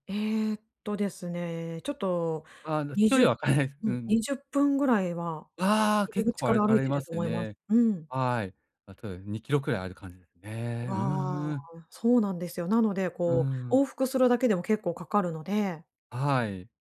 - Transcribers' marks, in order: laughing while speaking: "分からないです"
- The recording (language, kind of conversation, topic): Japanese, advice, 休日の集まりを無理せず断るにはどうすればよいですか？